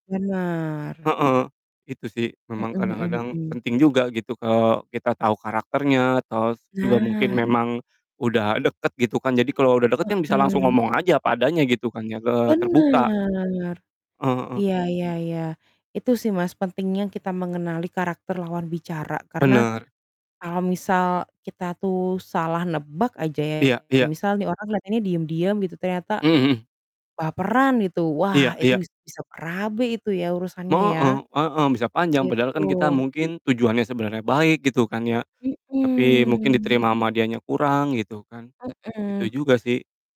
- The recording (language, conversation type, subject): Indonesian, unstructured, Bagaimana kamu bisa meyakinkan orang lain tanpa terlihat memaksa?
- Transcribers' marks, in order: distorted speech; other background noise; background speech; drawn out: "Benar"; "Heeh-" said as "meeh"